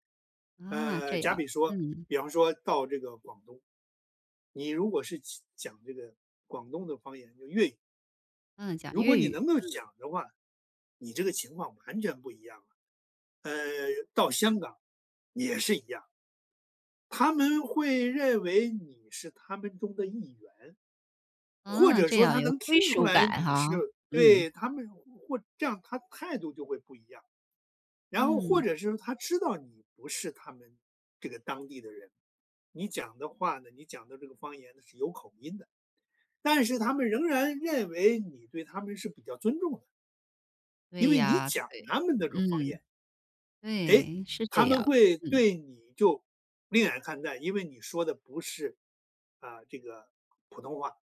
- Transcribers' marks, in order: none
- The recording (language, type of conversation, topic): Chinese, podcast, 语言对你来说意味着什么？